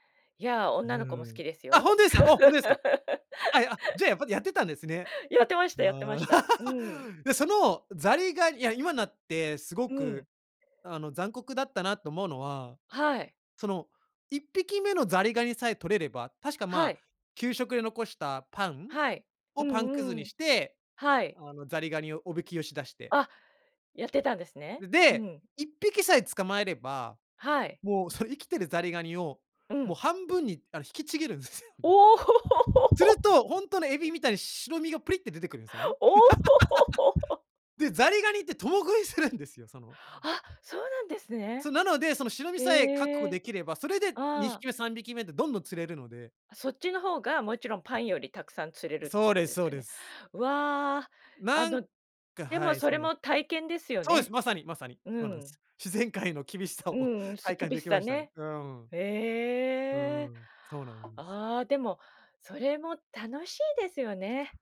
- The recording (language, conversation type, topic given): Japanese, podcast, 子どもの頃に体験した自然の中での出来事で、特に印象に残っているのは何ですか？
- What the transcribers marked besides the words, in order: laugh; laugh; laughing while speaking: "引きちぎるんですよね"; laughing while speaking: "おお"; laughing while speaking: "おお"; laugh; tapping